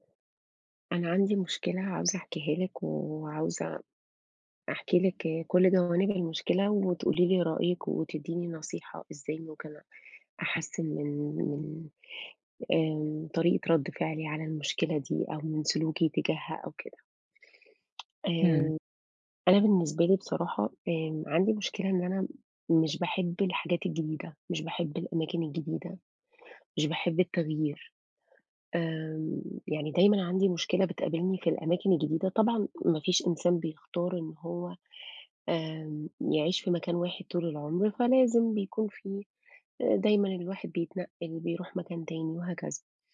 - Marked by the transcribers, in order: tsk
- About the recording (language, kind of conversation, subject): Arabic, advice, إزاي أتعامل مع قلقي لما بفكر أستكشف أماكن جديدة؟